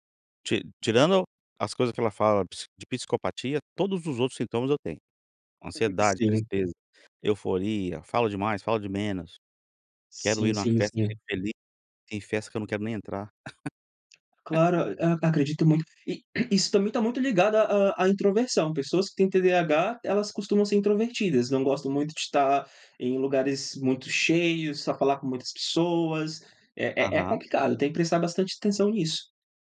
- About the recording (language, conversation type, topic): Portuguese, podcast, Você pode contar sobre uma vez em que deu a volta por cima?
- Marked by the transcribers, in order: unintelligible speech; tapping; laugh